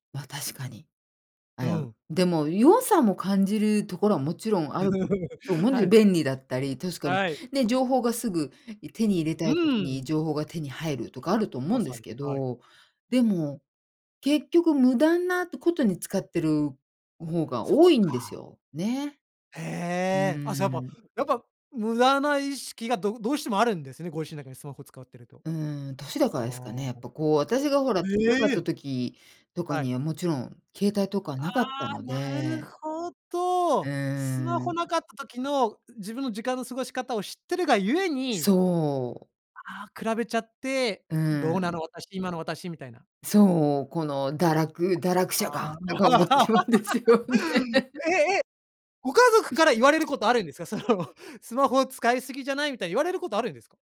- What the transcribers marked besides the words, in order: chuckle; tapping; other background noise; other noise; laugh; laughing while speaking: "とか思ってしまうんですよね"; laugh; laughing while speaking: "その"
- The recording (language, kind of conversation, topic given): Japanese, podcast, スマホと上手に付き合うために、普段どんな工夫をしていますか？